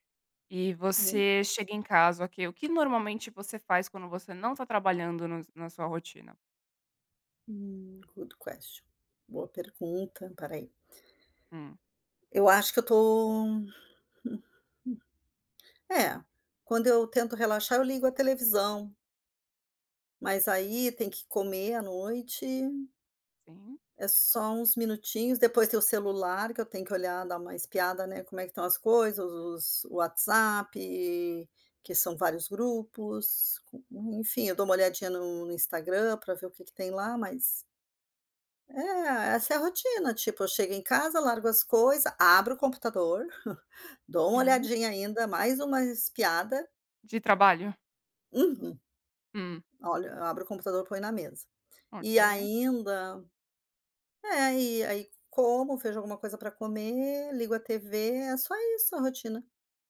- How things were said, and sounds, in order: tapping; in English: "Good question"; chuckle
- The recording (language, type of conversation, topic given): Portuguese, advice, Como posso evitar perder noites de sono por trabalhar até tarde?